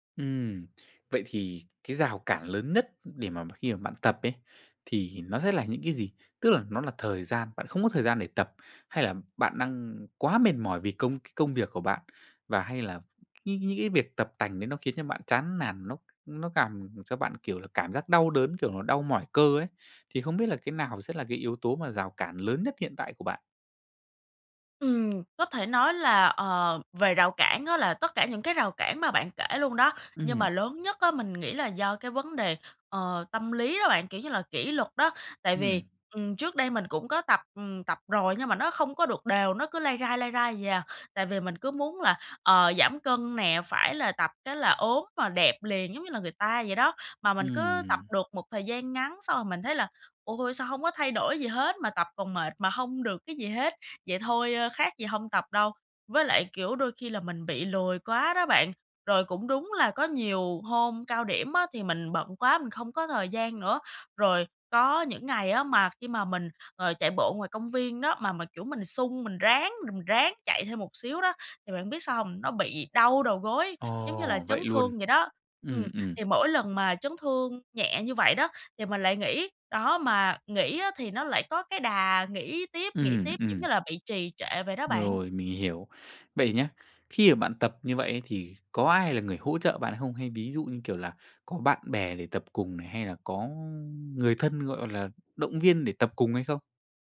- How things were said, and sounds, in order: tapping; other background noise
- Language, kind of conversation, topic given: Vietnamese, advice, Vì sao bạn thiếu động lực để duy trì thói quen tập thể dục?